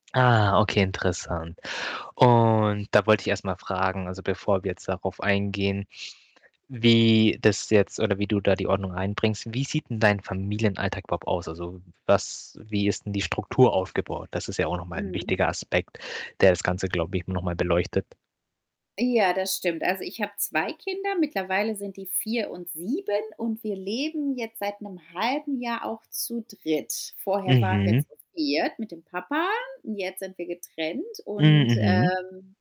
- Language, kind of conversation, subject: German, podcast, Wie integrierst du Ordnung in euren Familienalltag?
- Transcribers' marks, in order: static; other background noise; distorted speech